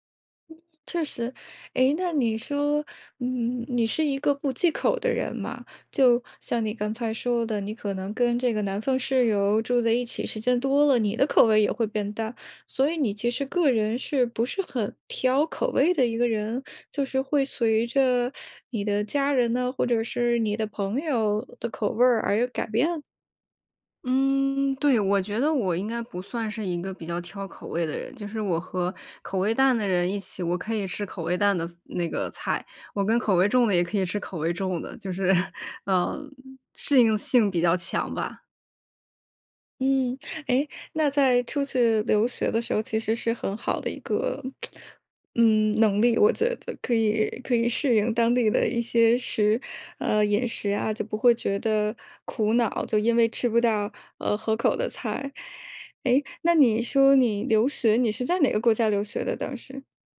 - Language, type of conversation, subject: Chinese, podcast, 你能讲讲你最拿手的菜是什么，以及你是怎么做的吗？
- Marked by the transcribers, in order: other background noise; chuckle; tsk